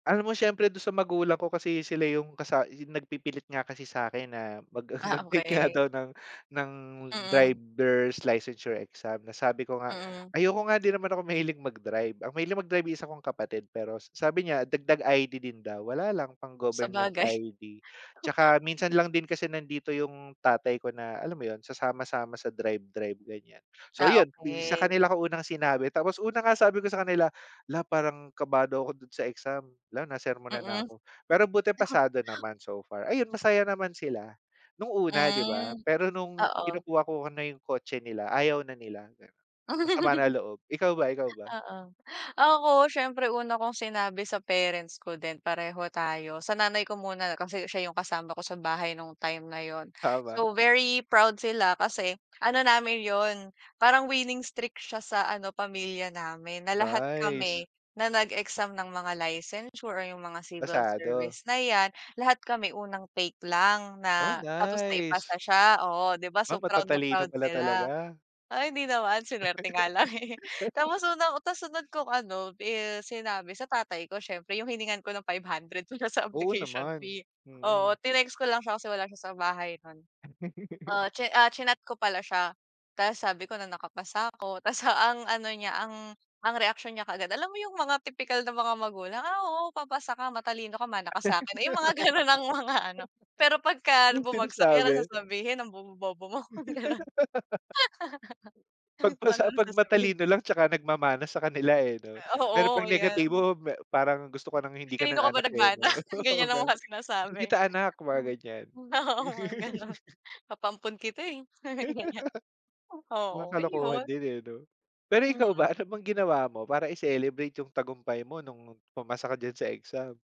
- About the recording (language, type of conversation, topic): Filipino, unstructured, Ano ang naramdaman mo nang makapasa ka sa isang mahirap na pagsusulit?
- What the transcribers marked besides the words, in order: other background noise; laugh; laugh; in English: "winning streak"; laugh; laugh; laugh; laugh; laugh; laugh